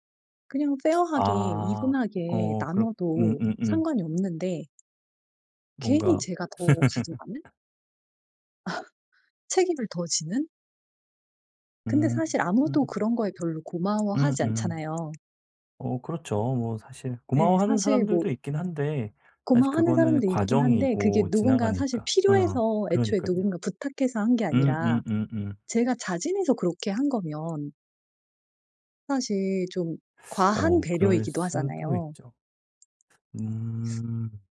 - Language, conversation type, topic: Korean, advice, 제 필요를 솔직하게 말하기 어려울 때 어떻게 표현하면 좋을까요?
- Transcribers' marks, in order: in English: "fair하게 even하게"; laugh; teeth sucking; tapping